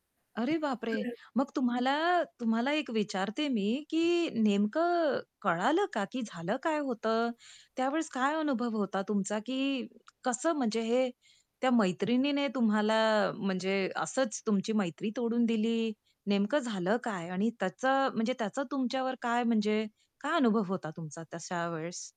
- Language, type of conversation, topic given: Marathi, podcast, कठीण वेळी खरे मित्र कसे ओळखता?
- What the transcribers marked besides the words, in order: tapping; unintelligible speech